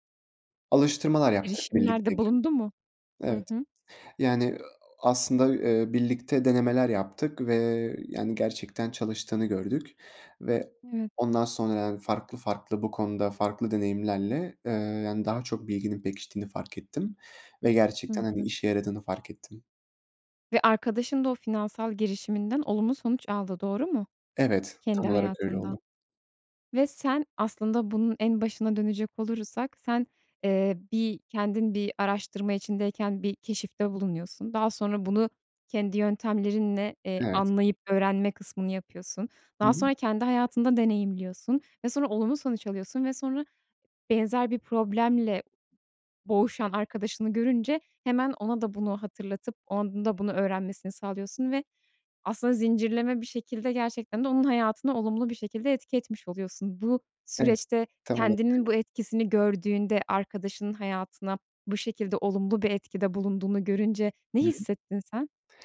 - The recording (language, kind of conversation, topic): Turkish, podcast, Birine bir beceriyi öğretecek olsan nasıl başlardın?
- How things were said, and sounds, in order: "olursak" said as "olurusak"; unintelligible speech